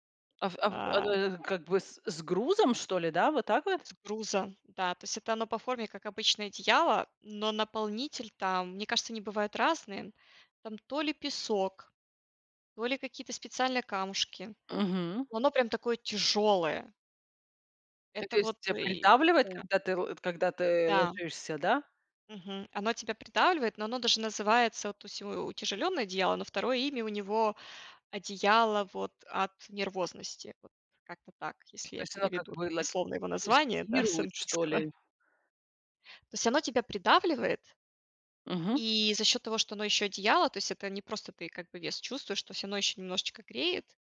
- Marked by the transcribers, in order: stressed: "тяжелое"; tapping
- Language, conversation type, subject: Russian, podcast, Что помогает тебе расслабиться после тяжёлого дня?